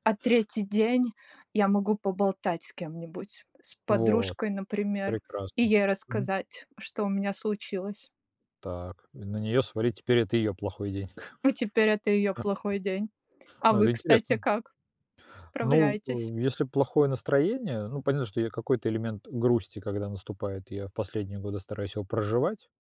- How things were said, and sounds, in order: tapping; laugh; background speech
- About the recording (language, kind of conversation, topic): Russian, unstructured, Как ты обычно справляешься с плохим настроением?